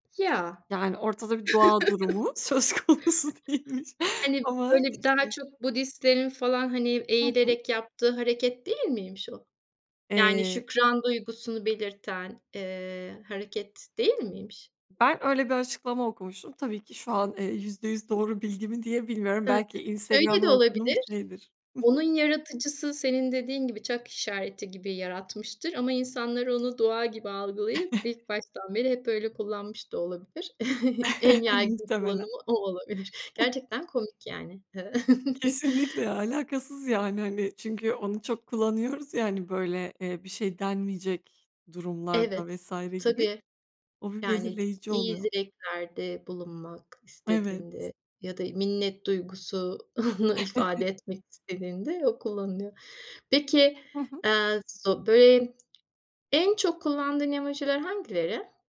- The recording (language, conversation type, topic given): Turkish, podcast, Emoji ve GIF kullanımı hakkında ne düşünüyorsun?
- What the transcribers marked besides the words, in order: chuckle; other background noise; laughing while speaking: "söz konusu değilmiş"; tapping; chuckle; chuckle; laughing while speaking: "olabilir"; chuckle; chuckle; laughing while speaking: "duygusunu"; chuckle